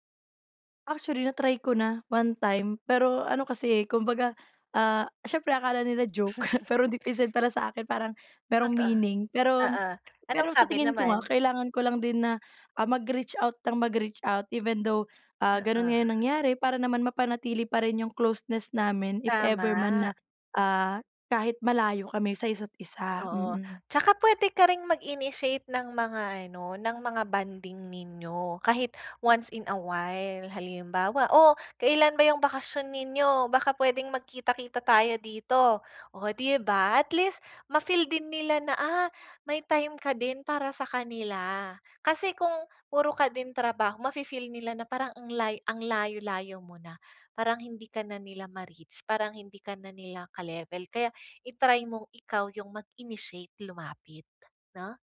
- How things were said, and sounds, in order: chuckle; tapping
- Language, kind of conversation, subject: Filipino, advice, Paano ko haharapin ang pakiramdam na hindi ako kabilang sa barkada?